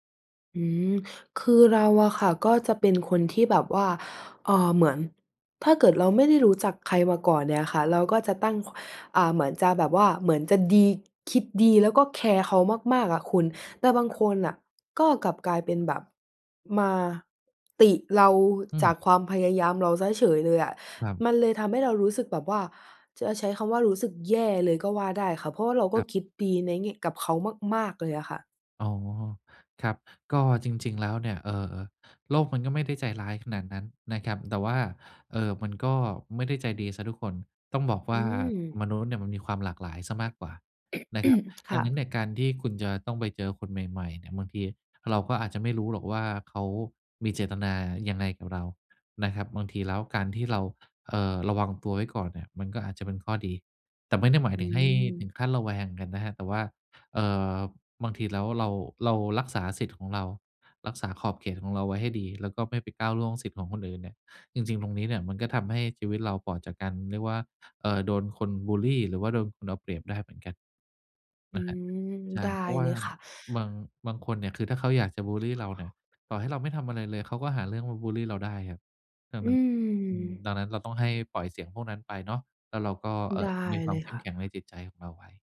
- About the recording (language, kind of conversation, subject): Thai, advice, จะจัดการความวิตกกังวลหลังได้รับคำติชมอย่างไรดี?
- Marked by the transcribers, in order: other background noise; tapping; throat clearing